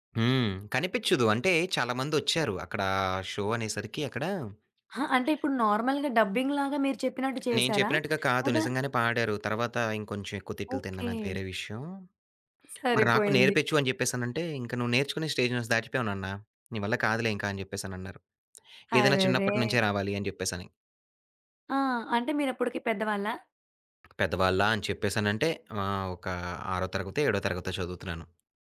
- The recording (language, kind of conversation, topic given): Telugu, podcast, ప్రత్యక్ష కార్యక్రమానికి వెళ్లేందుకు మీరు చేసిన ప్రయాణం గురించి ఒక కథ చెప్పగలరా?
- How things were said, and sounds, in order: in English: "షో"; in English: "నార్మల్‌గా డబ్బింగ్"; other background noise; in English: "స్టేజ్"